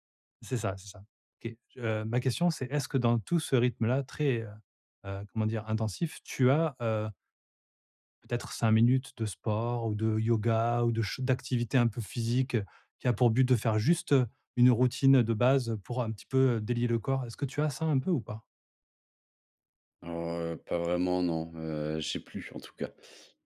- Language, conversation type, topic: French, advice, Comment trouver un équilibre entre le repos nécessaire et mes responsabilités professionnelles ?
- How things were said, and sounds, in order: none